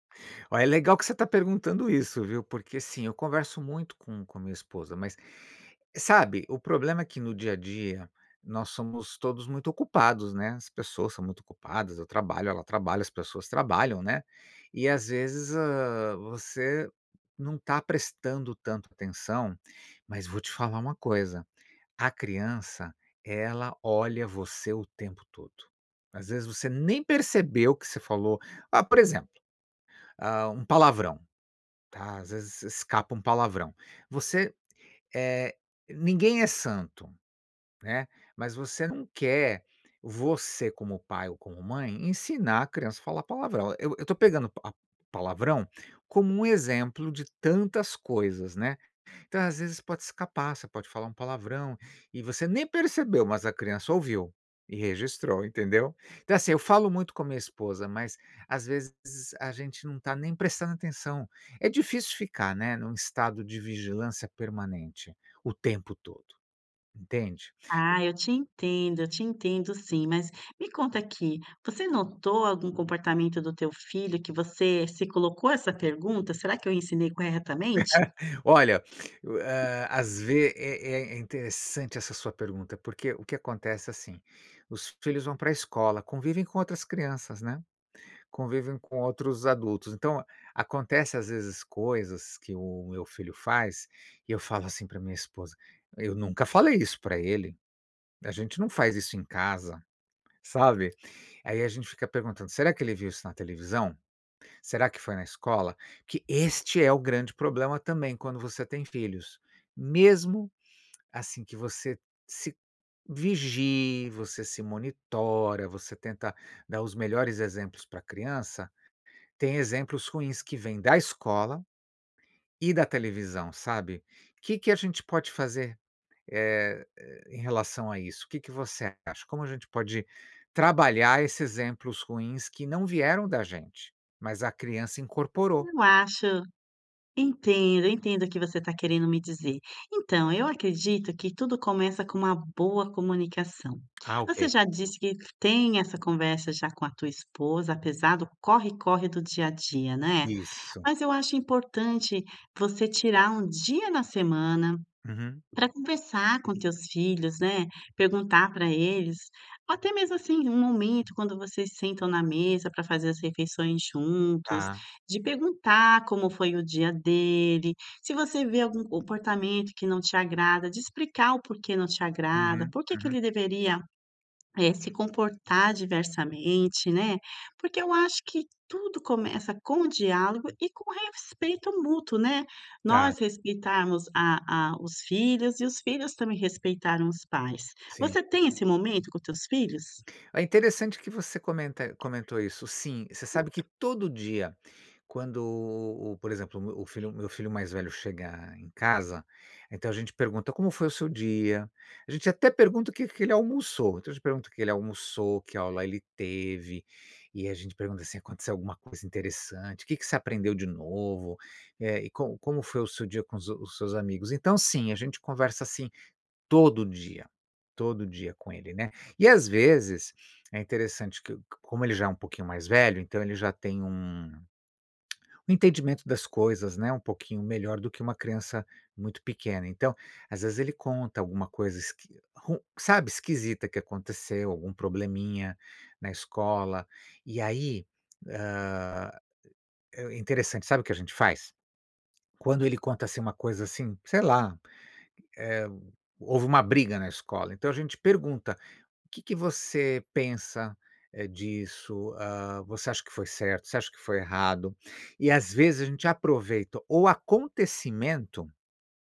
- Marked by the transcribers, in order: tapping; laugh; other background noise; unintelligible speech; tongue click
- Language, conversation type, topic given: Portuguese, advice, Como lidar com o medo de falhar como pai ou mãe depois de ter cometido um erro com seu filho?